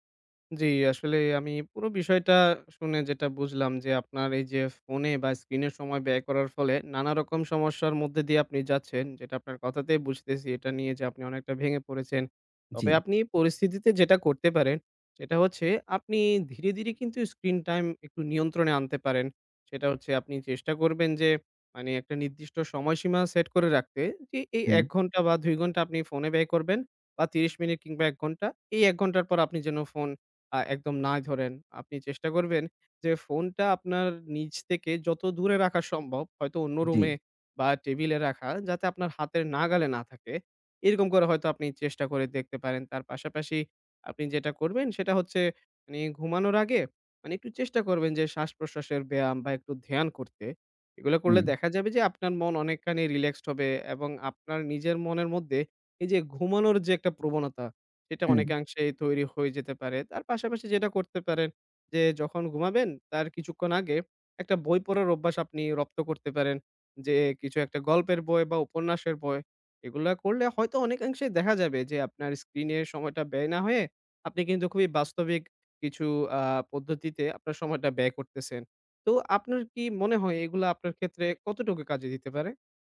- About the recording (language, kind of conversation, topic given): Bengali, advice, আপনি কি স্ক্রিনে বেশি সময় কাটানোর কারণে রাতে ঠিকমতো বিশ্রাম নিতে সমস্যায় পড়ছেন?
- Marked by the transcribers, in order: "মধ্য" said as "মদ্দে"; tapping; "অনেকখানি" said as "অনেককানি"; "মধ্যে" said as "মদ্দে"; other background noise